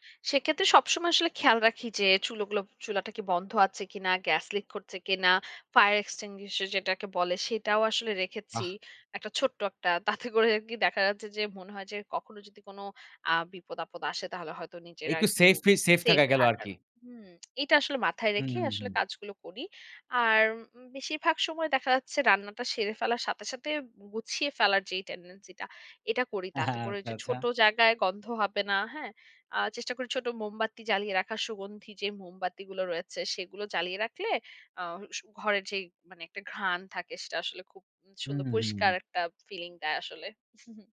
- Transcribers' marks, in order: laughing while speaking: "তাতে করে আরকি"; lip smack; in English: "টেনডেন্সি"; laughing while speaking: "আচ্ছা, আচ্ছা"; chuckle
- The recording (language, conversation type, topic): Bengali, podcast, আপনি কীভাবে ছোট বাড়িকে আরও আরামদায়ক করে তোলেন?